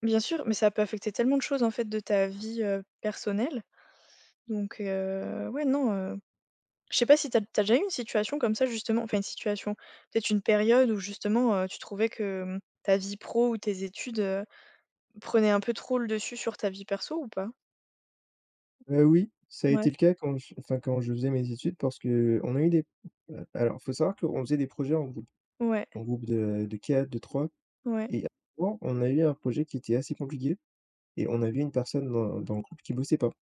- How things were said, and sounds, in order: other background noise
- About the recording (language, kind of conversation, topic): French, unstructured, Comment trouves-tu l’équilibre entre travail et vie personnelle ?